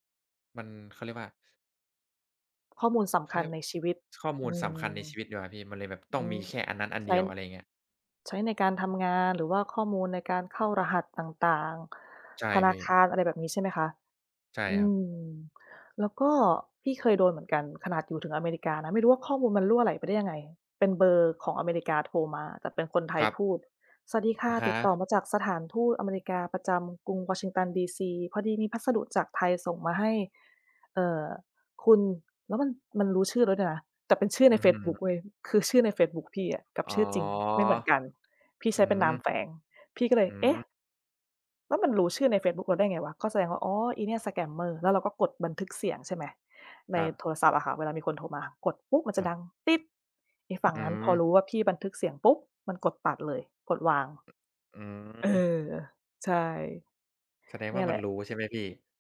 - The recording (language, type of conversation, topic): Thai, unstructured, คุณคิดว่าข้อมูลส่วนตัวของเราปลอดภัยในโลกออนไลน์ไหม?
- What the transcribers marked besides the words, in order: in English: "สแกมเมอร์"; tapping